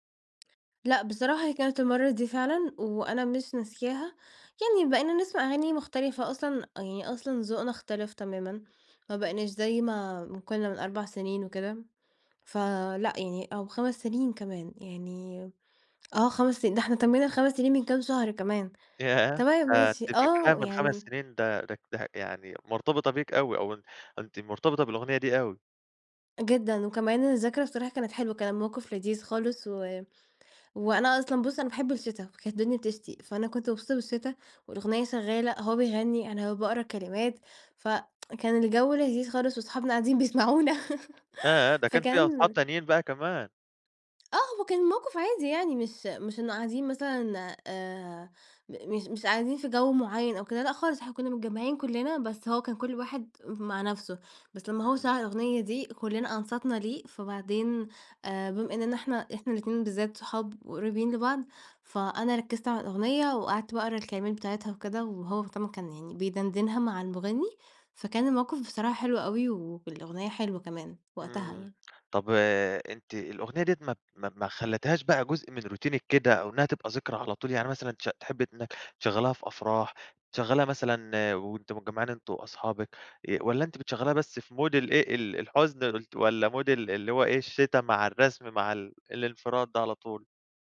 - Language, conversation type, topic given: Arabic, podcast, إيه هي الأغنية اللي سمعتها وإنت مع صاحبك ومش قادر تنساها؟
- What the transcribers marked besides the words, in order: tapping; laughing while speaking: "ياه!"; unintelligible speech; tsk; laughing while speaking: "بيسمعونا"; in English: "روتينك"; horn; in English: "مود"; in English: "مود"